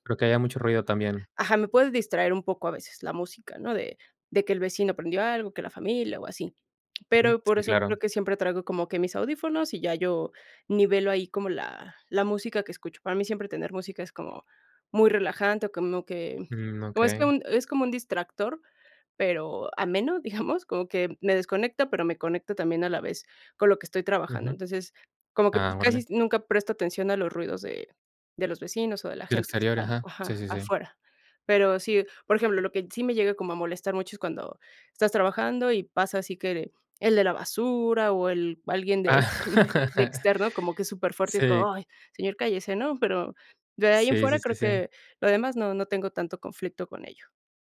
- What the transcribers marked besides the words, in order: "casi" said as "casis"; laugh; chuckle
- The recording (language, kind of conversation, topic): Spanish, podcast, ¿Qué estrategias usas para evitar el agotamiento en casa?